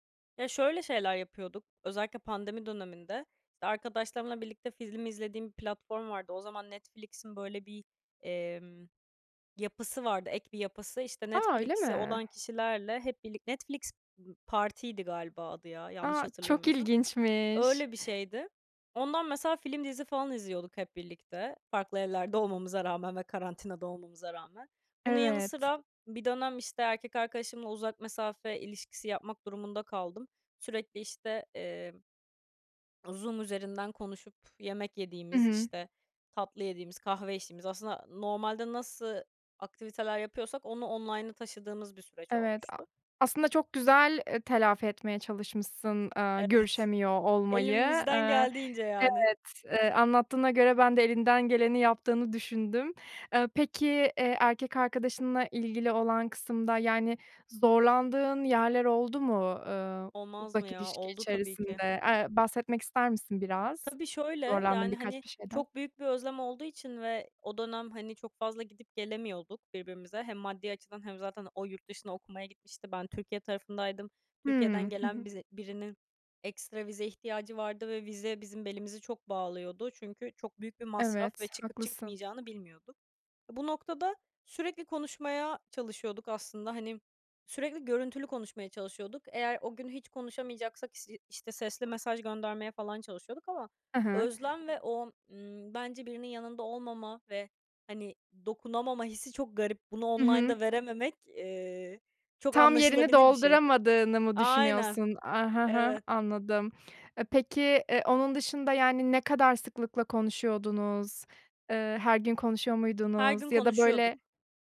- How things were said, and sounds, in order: other background noise; swallow; in English: "online'a"; tapping; in English: "online'da"
- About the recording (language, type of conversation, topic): Turkish, podcast, Yüz yüze sohbetlerin çevrimiçi sohbetlere göre avantajları nelerdir?